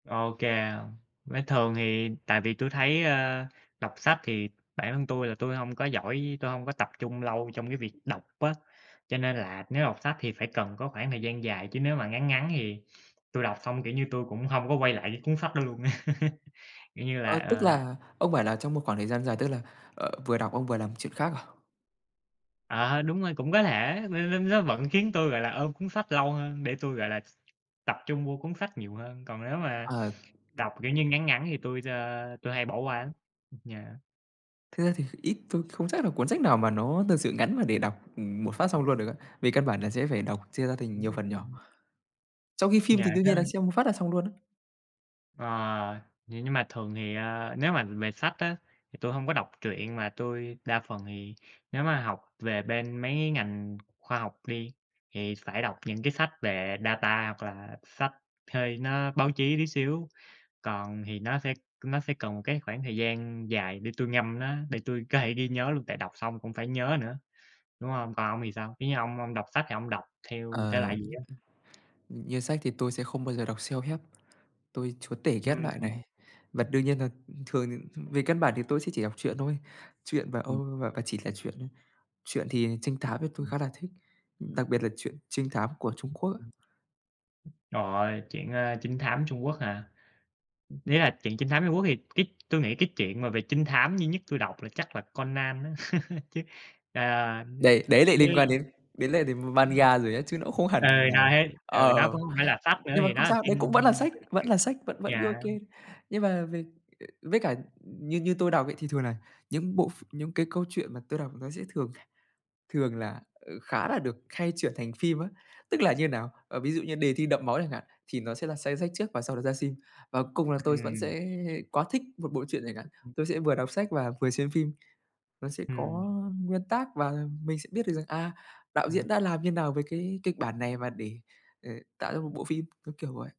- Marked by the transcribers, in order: tapping; chuckle; other background noise; in English: "data"; in English: "self-help"; chuckle; in Japanese: "manga"; laughing while speaking: "ờ"
- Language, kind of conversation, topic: Vietnamese, unstructured, Bạn thường quyết định như thế nào giữa việc xem phim và đọc sách?
- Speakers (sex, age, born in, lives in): male, 20-24, Vietnam, Vietnam; male, 25-29, Vietnam, United States